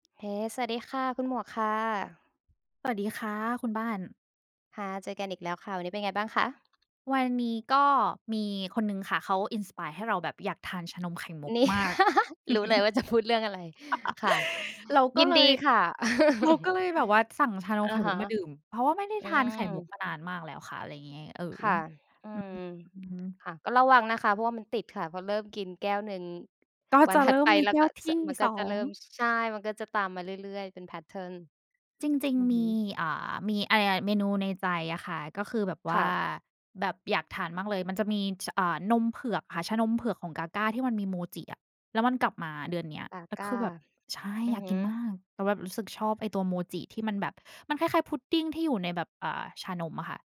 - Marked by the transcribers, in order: other background noise; in English: "inspire"; tapping; laugh; chuckle; in English: "แพตเทิร์น"
- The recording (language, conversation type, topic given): Thai, unstructured, เคยรู้สึกท้อแท้ไหมเมื่อพยายามลดน้ำหนักแล้วไม่สำเร็จ?